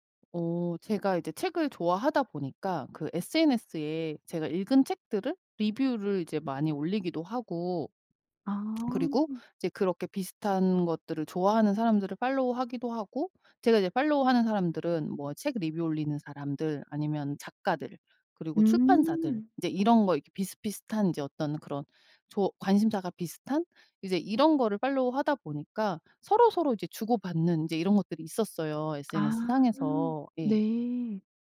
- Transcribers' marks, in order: other noise; put-on voice: "팔로우"; put-on voice: "팔로우"; put-on voice: "팔로우"; tapping
- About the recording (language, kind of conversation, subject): Korean, podcast, 취미를 통해 새로 만난 사람과의 이야기가 있나요?